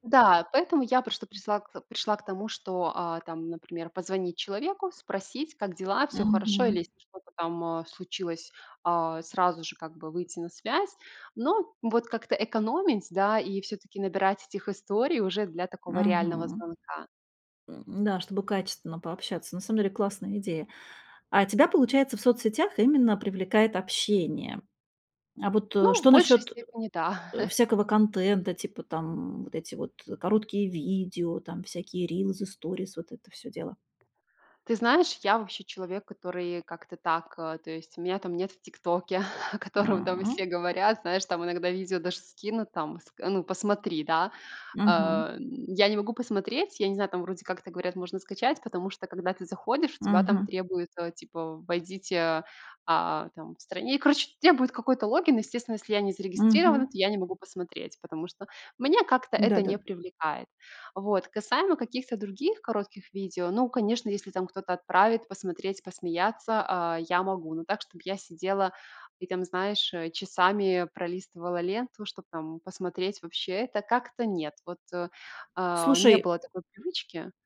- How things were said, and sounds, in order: other background noise; chuckle; "рилсы" said as "рилзы"; chuckle; tapping
- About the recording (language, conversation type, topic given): Russian, podcast, Как ты обычно берёшь паузу от социальных сетей?